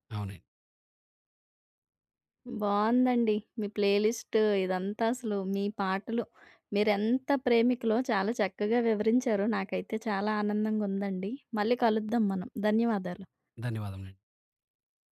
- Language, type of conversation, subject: Telugu, podcast, నువ్వు ఇతరులతో పంచుకునే పాటల జాబితాను ఎలా ప్రారంభిస్తావు?
- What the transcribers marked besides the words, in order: in English: "ప్లే లిస్ట్"; other background noise